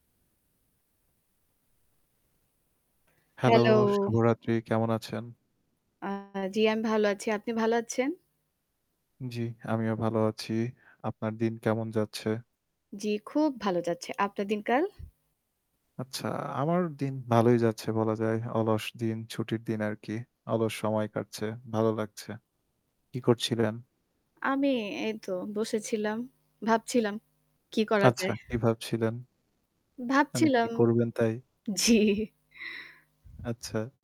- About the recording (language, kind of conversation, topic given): Bengali, unstructured, আপনি শিক্ষার গুরুত্ব কীভাবে বর্ণনা করবেন?
- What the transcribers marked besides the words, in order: static; distorted speech; tapping; laughing while speaking: "জ্বী"